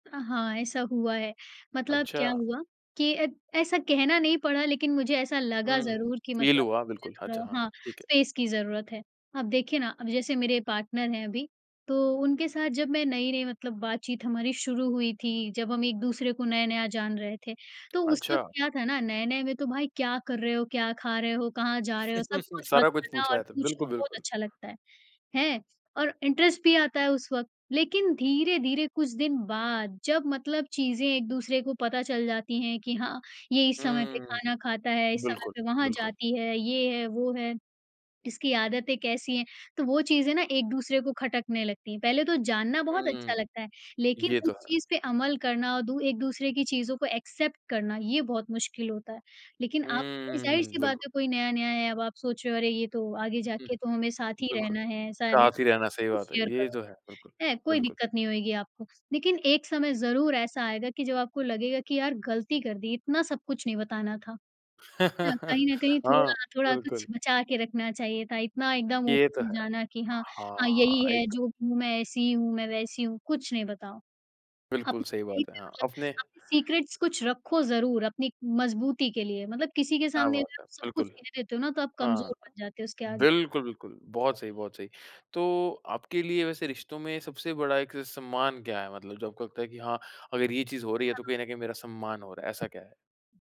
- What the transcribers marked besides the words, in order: in English: "फ़ील"; in English: "स्पेस"; in English: "पार्टनर"; chuckle; in English: "इंटरेस्ट"; in English: "एक्सेप्ट"; unintelligible speech; in English: "शेयर"; laugh; in English: "ओपन"; in English: "लाइफ"; in English: "सीक्रेट्स"
- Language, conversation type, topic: Hindi, podcast, रिश्तों में सम्मान और स्वतंत्रता का संतुलन कैसे बनाए रखें?